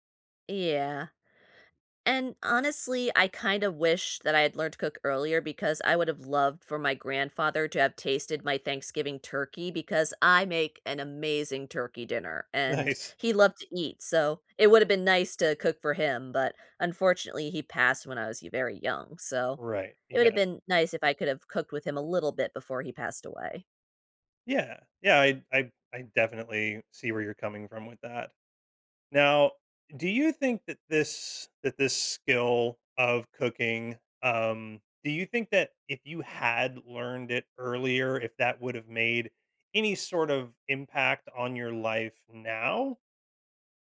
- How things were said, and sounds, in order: laughing while speaking: "Nice"; laughing while speaking: "Yeah"
- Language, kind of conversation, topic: English, unstructured, What skill should I learn sooner to make life easier?